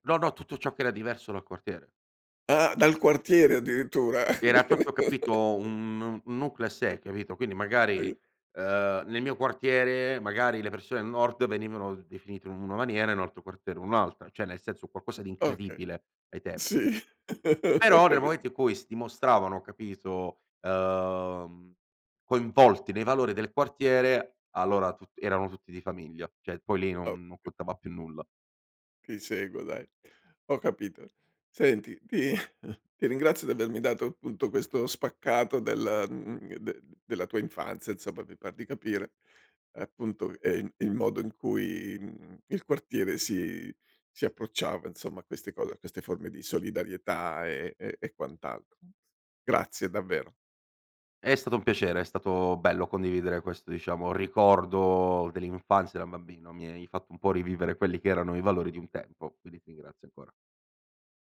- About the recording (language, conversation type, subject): Italian, podcast, Quali valori dovrebbero unire un quartiere?
- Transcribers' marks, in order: chuckle; chuckle; chuckle